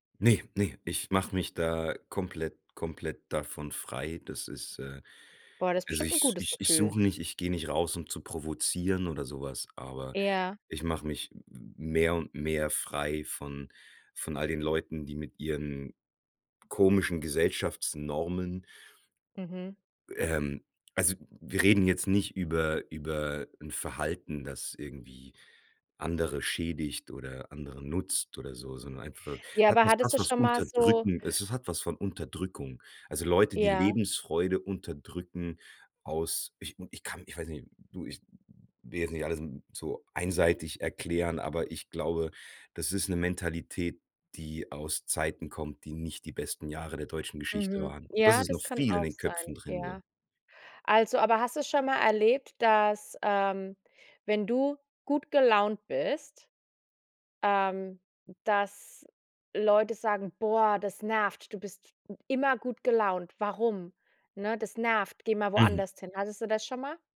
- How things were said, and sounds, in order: unintelligible speech; other noise; stressed: "viel"; put-on voice: "Boah, das nervt. Du bist … mal woanderst hin"; other background noise; "woanders" said as "woanderst"
- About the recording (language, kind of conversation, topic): German, podcast, Wie drückst du dich kreativ aus?